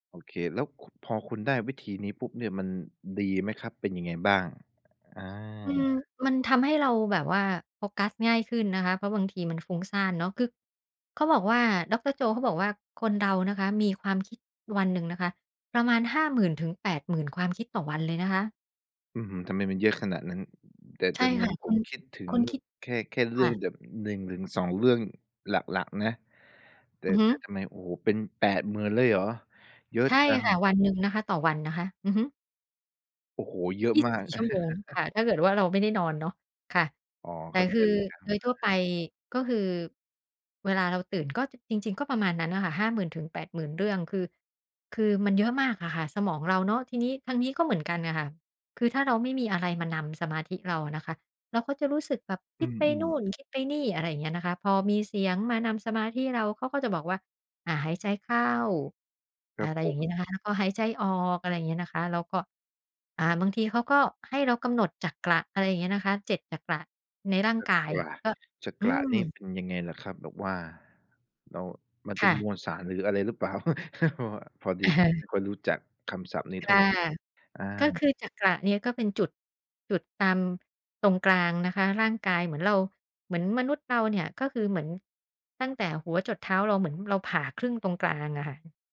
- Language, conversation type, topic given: Thai, podcast, กิจวัตรดูแลใจประจำวันของคุณเป็นอย่างไรบ้าง?
- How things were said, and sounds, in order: other background noise; chuckle; laughing while speaking: "หรือเปล่า ?"; chuckle; tapping